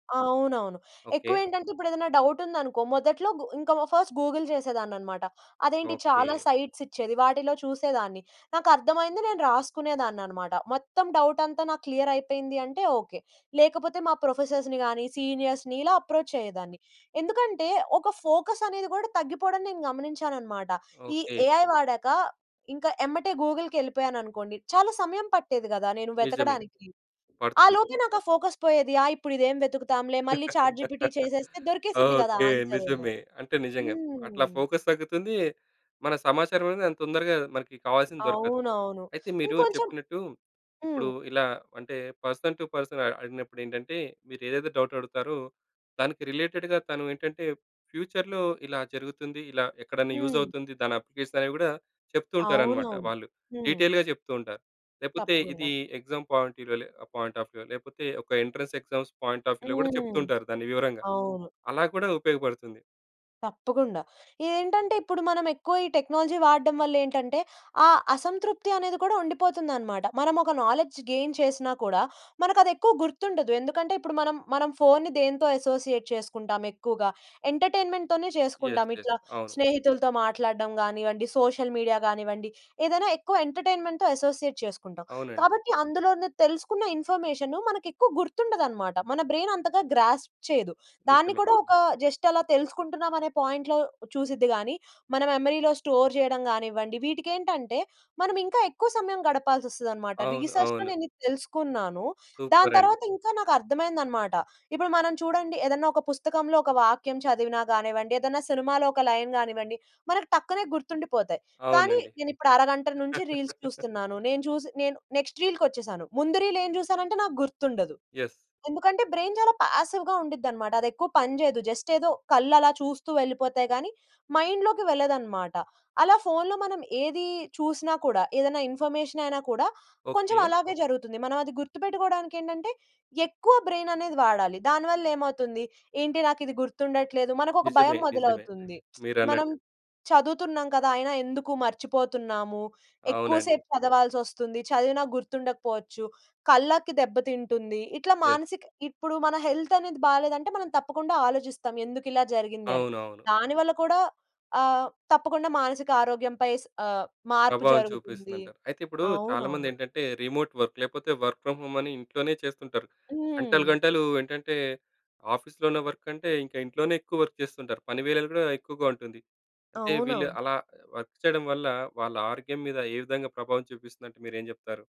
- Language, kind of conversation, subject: Telugu, podcast, టెక్నాలజీ వాడకం మీ మానసిక ఆరోగ్యంపై ఎలాంటి మార్పులు తెస్తుందని మీరు గమనించారు?
- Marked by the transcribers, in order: in English: "ఫస్ట్ గూగుల్"; in English: "ప్రొఫెసర్స్‌ని"; in English: "సీనియర్స్‌ని"; in English: "అప్రోచ్"; in English: "ఫోకస్"; in English: "ఏఐ"; in English: "ఫోకస్"; laugh; in English: "ఛాట్ జిపిటి"; in English: "ఫోకస్"; in English: "పర్సన్ టు పర్సన్"; in English: "రిలేటెడ్‌గా"; in English: "ఫ్యూచర్‌లో"; in English: "అప్లికేషన్"; in English: "డీటెయిల్‌గా"; in English: "ఎగ్జామ్ పాయింట్ వ్యూ"; in English: "పాయింట్ ఆఫ్ వ్యూ"; in English: "ఎంట్రన్స్ ఎగ్జామ్స్ పాయింట్ ఆఫ్ వ్యూలో"; in English: "టెక్నాలజీ"; in English: "నాలెడ్జ్ గెయిన్"; in English: "అసోసియేట్"; in English: "ఎంటర్టైన్‍మెంట్‍తోనే"; in English: "యెస్, యెస్"; in English: "సోషల్ మీడియా"; in English: "ఎంటర్టైన్‍మెంట్‍తో అసోసియేట్"; in English: "బ్రైన్"; in English: "గ్రాస్ప్"; in English: "జస్ట్"; in English: "పాయింట్‌లో"; in English: "మెమరీ‌లో స్టోర్"; in English: "రిసర్చ్‌లో"; in English: "సూపర్"; in English: "లైన్"; in English: "రీల్స్"; in English: "యెస్"; in English: "రీల్"; in English: "బ్రైన్"; in English: "పాసివ్‌గా"; in English: "జస్ట్"; in English: "మైండ్‌లోకి"; in English: "ఇన్ఫర్మేషన్"; in English: "బ్రెయిన్"; lip smack; in English: "యెస్"; in English: "హెల్త్"; in English: "రిమోట్ వర్క్"; in English: "వర్క్ ఫ్రమ్ హోమ్"; in English: "ఆఫీస్‌లోనే వర్క్"; tapping; in English: "వర్క్"; in English: "వర్క్"